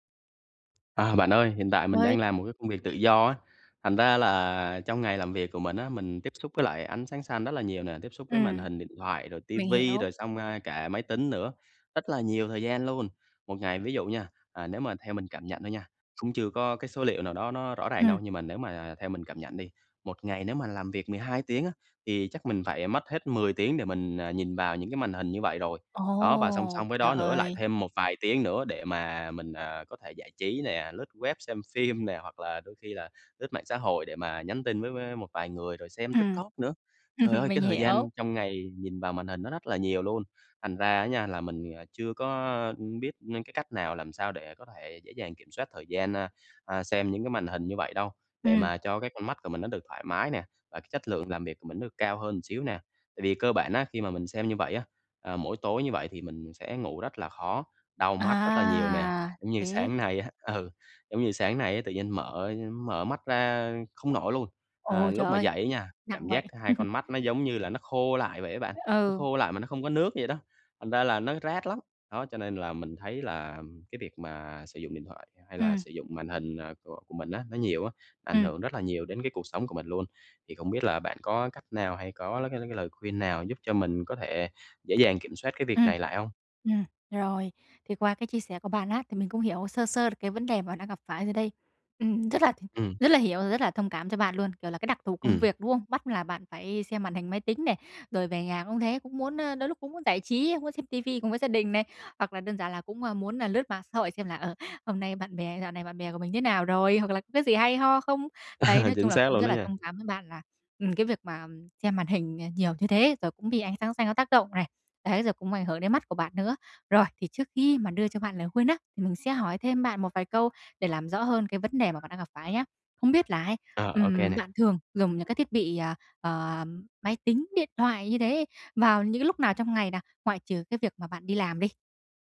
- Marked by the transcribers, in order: tapping; laughing while speaking: "ừm hưm"; "một" said as "ờn"; laughing while speaking: "ừ"; laugh; laughing while speaking: "À"; other background noise; alarm
- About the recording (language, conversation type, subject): Vietnamese, advice, Làm thế nào để kiểm soát thời gian xem màn hình hằng ngày?